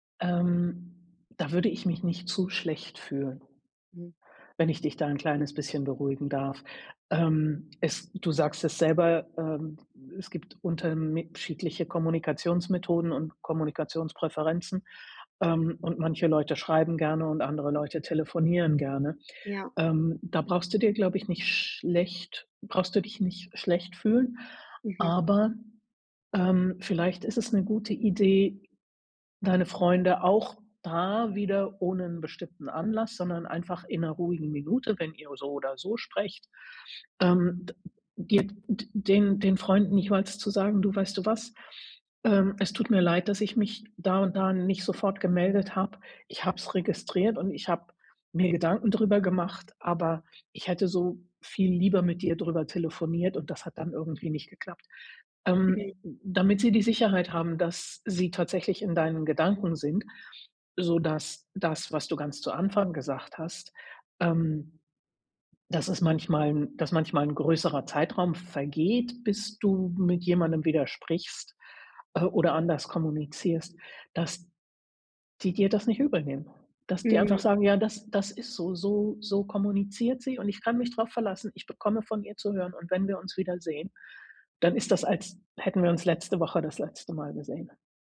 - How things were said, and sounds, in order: none
- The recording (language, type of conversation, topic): German, advice, Wie kann ich mein soziales Netzwerk nach einem Umzug in eine neue Stadt langfristig pflegen?